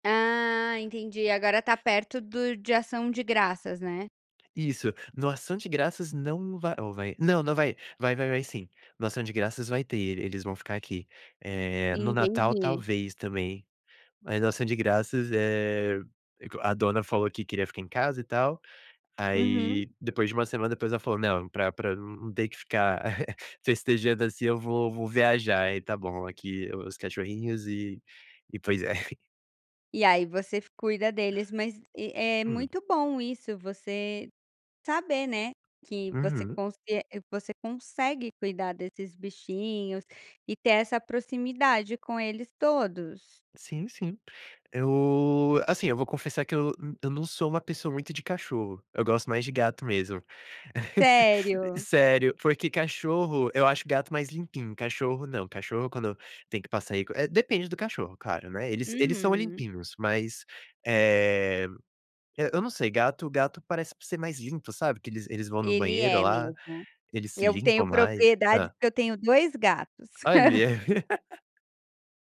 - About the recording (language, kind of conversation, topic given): Portuguese, podcast, Que hobby criativo você mais gosta de praticar?
- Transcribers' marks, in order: other background noise; chuckle; chuckle; other noise; laugh; chuckle; laugh